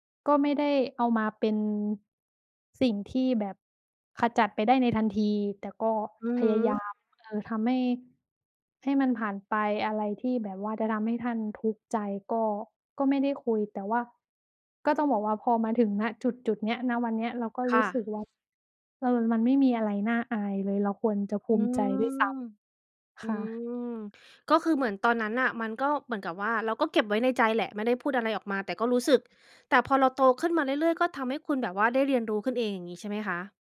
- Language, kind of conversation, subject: Thai, podcast, ช่วงเวลาไหนที่ทำให้คุณรู้สึกว่าครอบครัวอบอุ่นที่สุด?
- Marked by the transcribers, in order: none